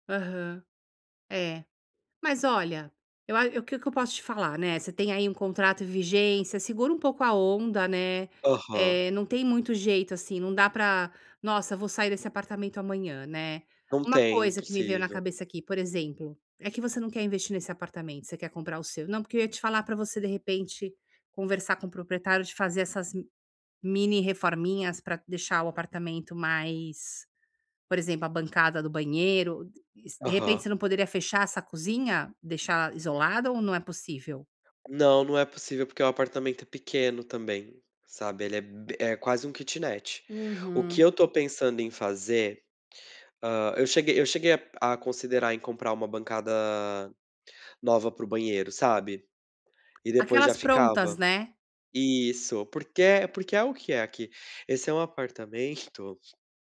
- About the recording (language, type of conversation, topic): Portuguese, advice, Como posso realmente desligar e relaxar em casa?
- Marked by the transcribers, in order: none